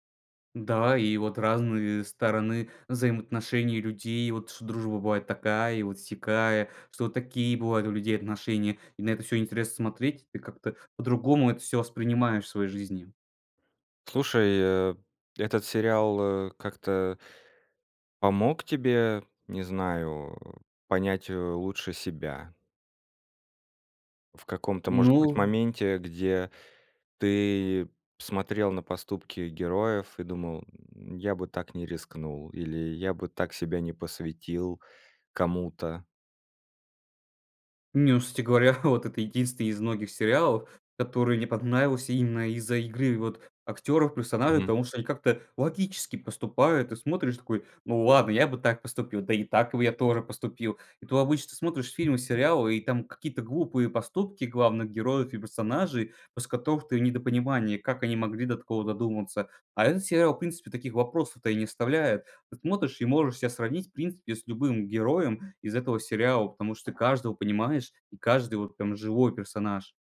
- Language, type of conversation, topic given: Russian, podcast, Какой сериал стал для тебя небольшим убежищем?
- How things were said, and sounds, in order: tapping; chuckle